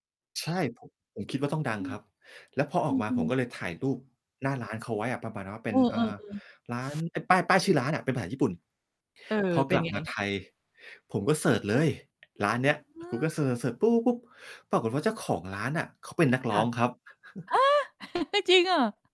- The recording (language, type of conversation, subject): Thai, podcast, คุณเคยค้นพบอะไรโดยบังเอิญระหว่างท่องเที่ยวบ้าง?
- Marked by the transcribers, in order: distorted speech; other background noise; "ภาษา" said as "ปาผา"; tapping; surprised: "ฮะ !"; chuckle